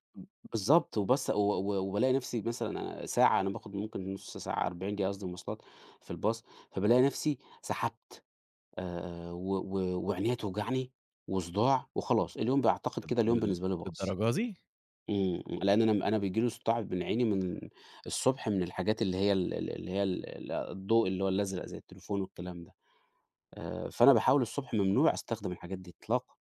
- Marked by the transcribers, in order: tapping
- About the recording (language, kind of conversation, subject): Arabic, podcast, إيه روتينك الصبح عشان تعتني بنفسك؟